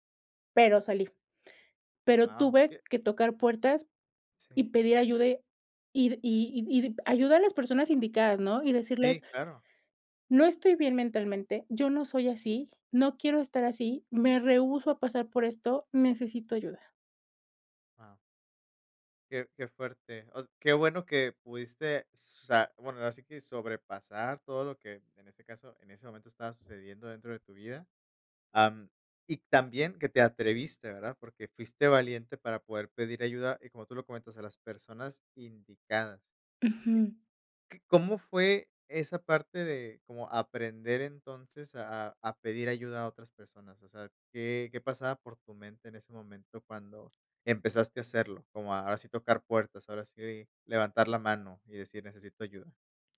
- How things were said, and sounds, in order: none
- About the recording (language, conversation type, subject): Spanish, podcast, ¿Cuál es la mejor forma de pedir ayuda?